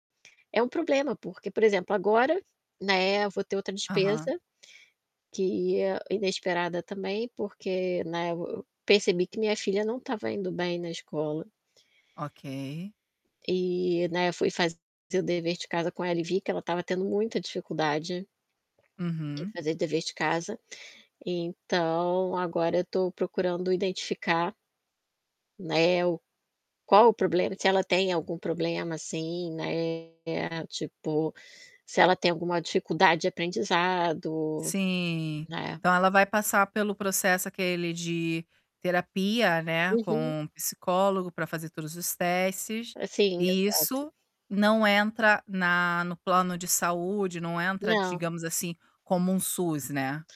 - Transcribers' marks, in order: static; other background noise; distorted speech
- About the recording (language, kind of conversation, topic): Portuguese, advice, Como você lidou com uma despesa inesperada que desequilibrou o seu orçamento?